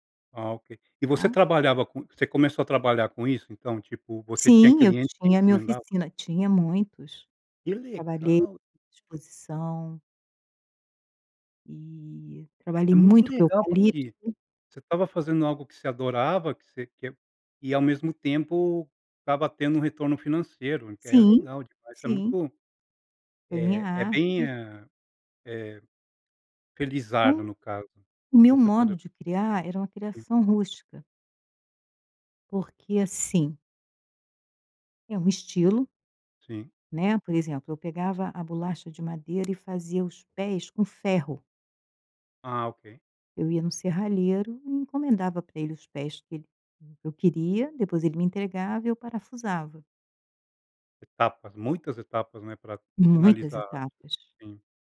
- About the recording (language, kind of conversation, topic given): Portuguese, podcast, Você pode me contar uma história que define o seu modo de criar?
- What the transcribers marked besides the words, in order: tapping